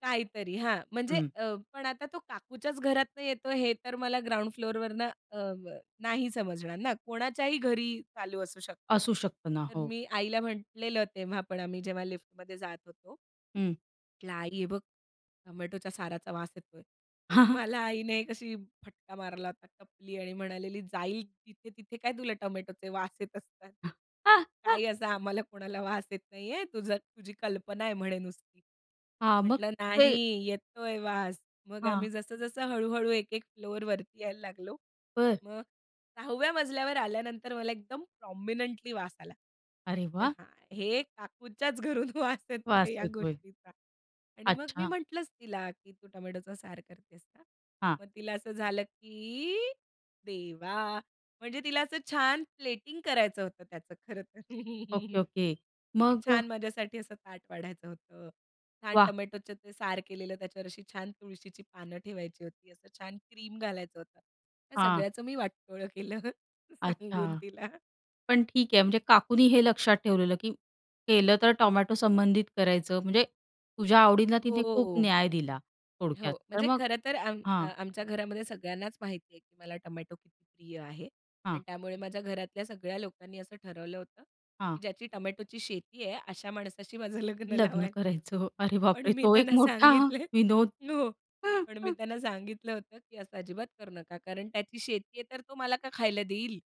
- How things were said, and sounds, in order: chuckle; chuckle; in English: "प्रॉमिनेंटली"; laughing while speaking: "काकूच्याच घरून वास येतोय या गोष्टीचा"; drawn out: "की"; chuckle; laughing while speaking: "वाटोळं केलं सांगून तिला"; laughing while speaking: "अशा माणसाशी माझं लग्न लावायचं. पण मी त्यांना सांगितले, हो"; laughing while speaking: "तो एक मोठा विनोद"; chuckle
- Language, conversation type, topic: Marathi, podcast, घरच्या रेसिपींच्या गंधाचा आणि स्मृतींचा काय संबंध आहे?